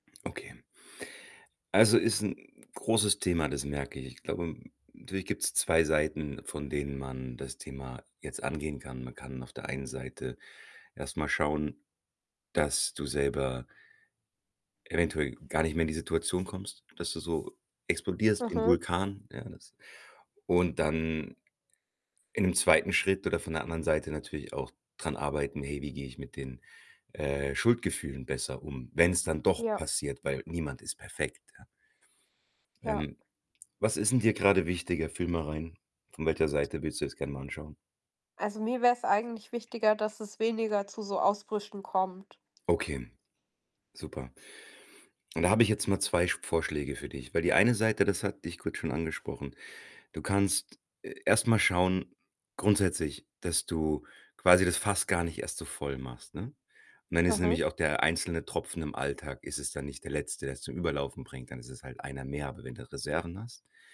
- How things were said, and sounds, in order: other background noise; static
- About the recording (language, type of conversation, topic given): German, advice, Warum werde ich wegen Kleinigkeiten plötzlich wütend und habe danach Schuldgefühle?